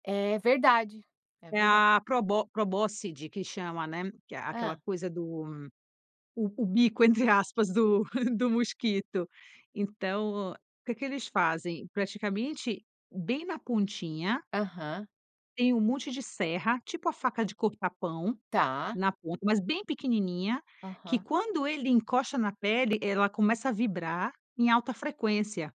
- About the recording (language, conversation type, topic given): Portuguese, podcast, Como a natureza inspira soluções para os problemas do dia a dia?
- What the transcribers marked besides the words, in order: chuckle